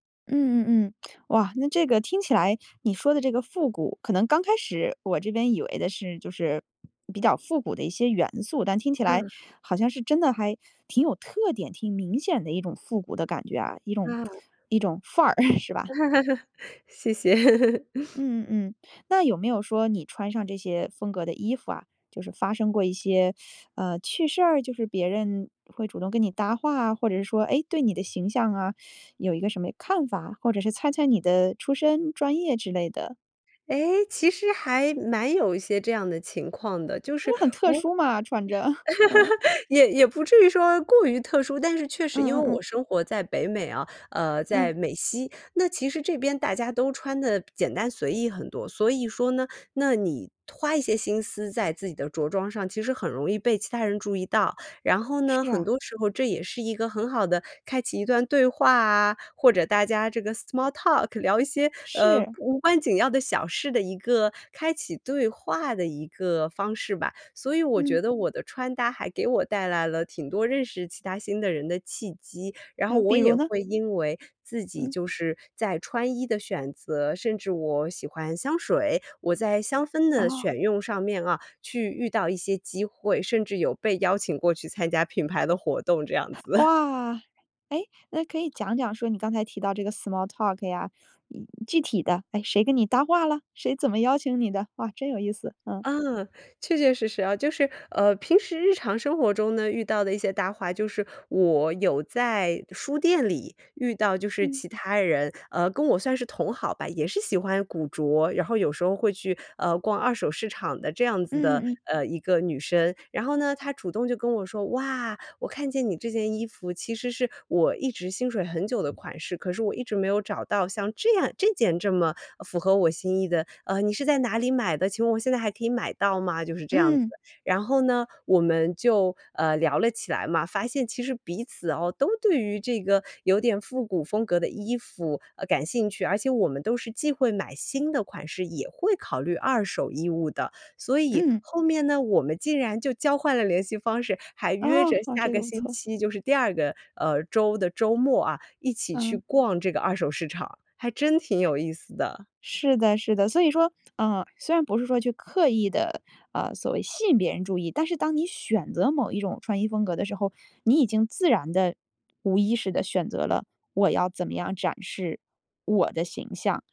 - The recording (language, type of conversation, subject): Chinese, podcast, 你觉得你的穿衣风格在传达什么信息？
- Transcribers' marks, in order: other background noise; lip smack; chuckle; teeth sucking; chuckle; in English: "small talk"; laughing while speaking: "去参加品牌的活动这样子"; chuckle; in English: "small talk"